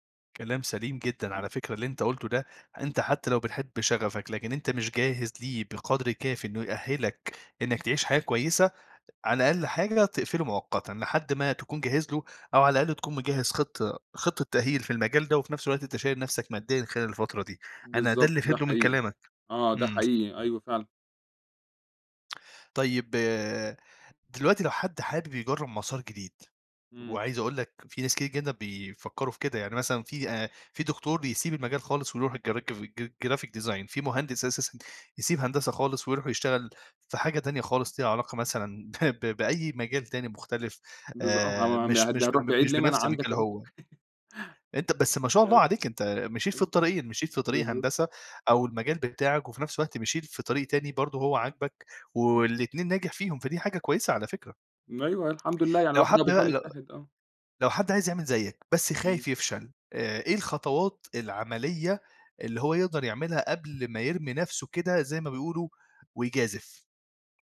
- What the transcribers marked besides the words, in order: other background noise; in English: "graphic design"; laughing while speaking: "ب"; chuckle
- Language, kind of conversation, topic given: Arabic, podcast, إمتى تقرر تغيّر مسار شغلك؟